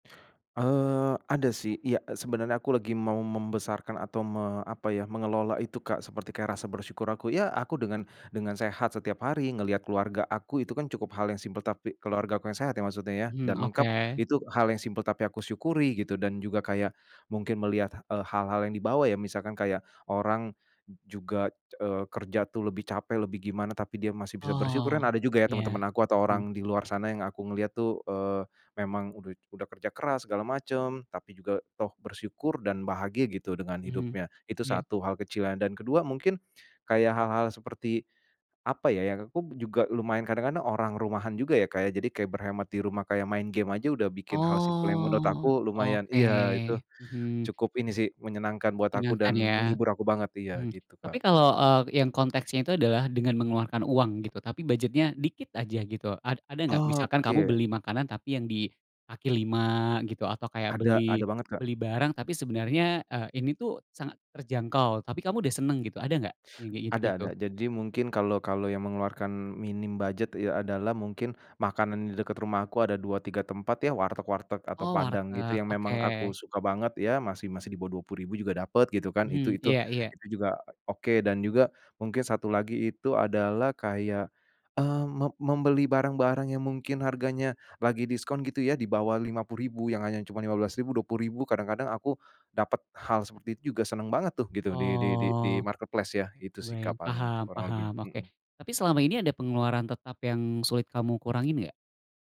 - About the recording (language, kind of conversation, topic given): Indonesian, advice, Bagaimana cara berhemat tanpa merasa kekurangan atau mengurangi kebahagiaan sehari-hari?
- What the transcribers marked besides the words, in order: drawn out: "Oh"; in English: "di-marketplace"